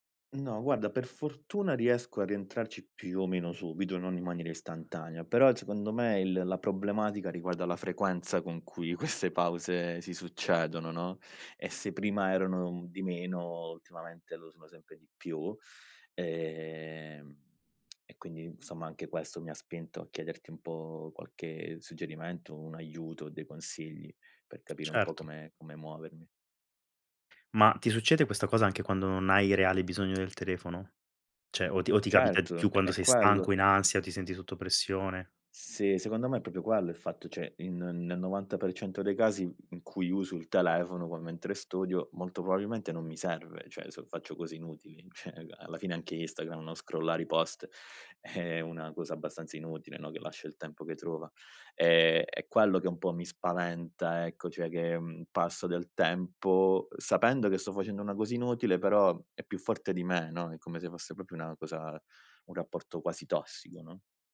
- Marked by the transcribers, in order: "secondo" said as "zecondo"; laughing while speaking: "queste"; other background noise; "Cioè" said as "ceh"; "proprio" said as "propio"; "Cioè" said as "ceh"; "cioè" said as "ceh"; "Cioè" said as "ceh"; in English: "scrollare"; "proprio" said as "propio"
- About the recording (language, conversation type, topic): Italian, advice, In che modo le distrazioni digitali stanno ostacolando il tuo lavoro o il tuo studio?